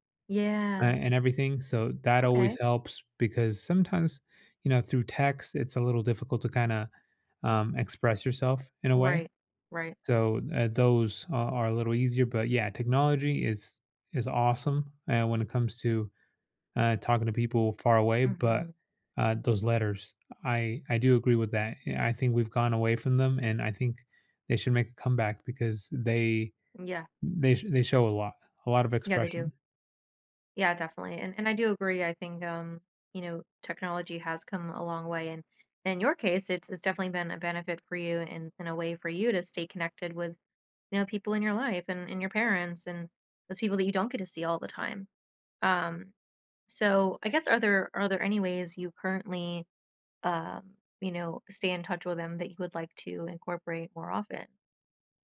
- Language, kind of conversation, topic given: English, advice, How can I cope with guilt about not visiting my aging parents as often as I'd like?
- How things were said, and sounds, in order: none